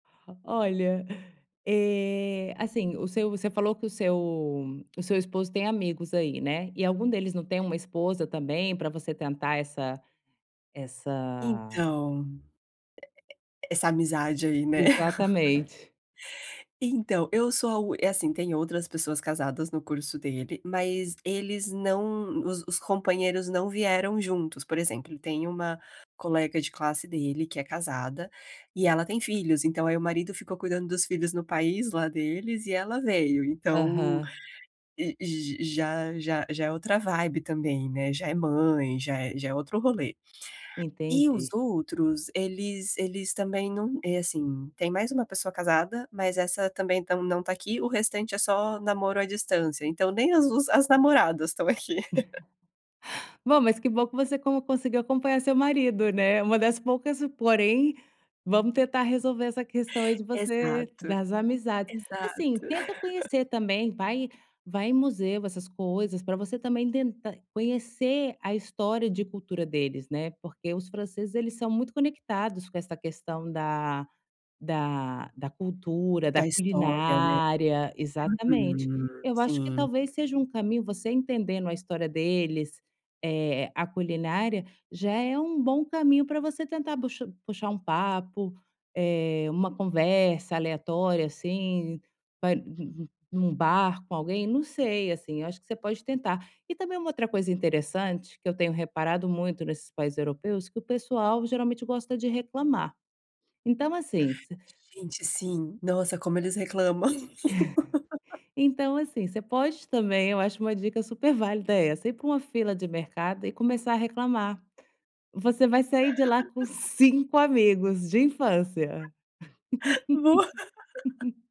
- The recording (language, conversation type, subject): Portuguese, advice, Como posso ser autêntico sem me afastar dos outros?
- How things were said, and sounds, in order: tapping; laugh; chuckle; laugh; chuckle; chuckle; laugh; laugh; other background noise; laughing while speaking: "Boa"; laugh